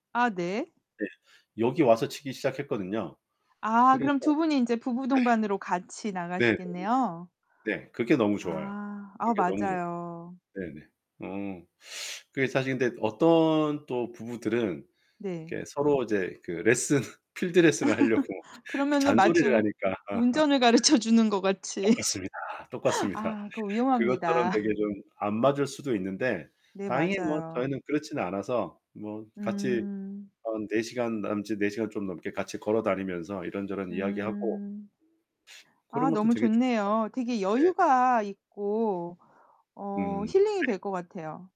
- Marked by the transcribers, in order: distorted speech; other background noise; laughing while speaking: "레슨 필드 레슨을 하려고 잔소리를 하니까. 똑같습니다, 똑같습니다"; laugh; tapping; laugh
- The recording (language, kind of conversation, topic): Korean, unstructured, 요즘 가장 즐겨 하는 취미가 뭐예요?